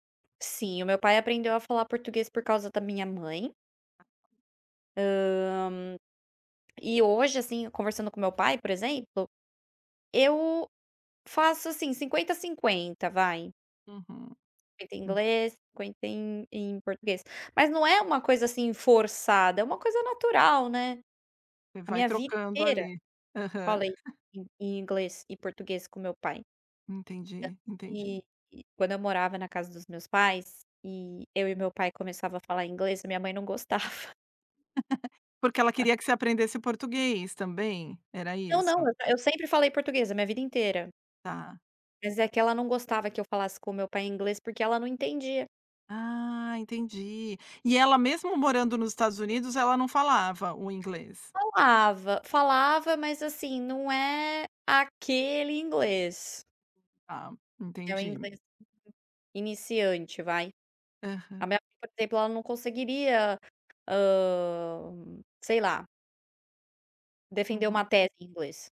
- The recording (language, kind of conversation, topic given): Portuguese, podcast, Como você decide qual língua usar com cada pessoa?
- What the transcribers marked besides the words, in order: other background noise; tapping; laughing while speaking: "gostava"; giggle; stressed: "aquele"